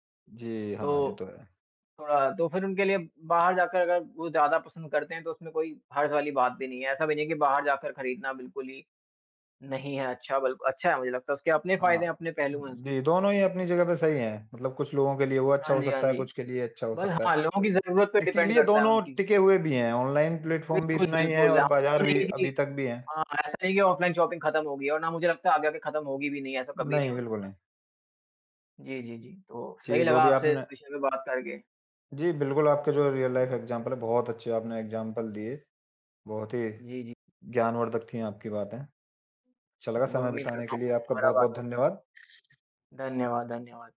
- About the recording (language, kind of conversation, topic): Hindi, unstructured, क्या आप ऑनलाइन खरीदारी करना पसंद करते हैं या बाजार जाकर खरीदारी करना पसंद करते हैं?
- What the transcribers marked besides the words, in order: other background noise; in English: "डिपेंड"; in English: "ऑनलाइन प्लेटफ़ॉर्म"; in English: "ऑफ़्लाइन शॉपिंग"; in English: "रियल लाइफ़ इग्ज़ैम्पल"; in English: "इग्ज़ैम्पल"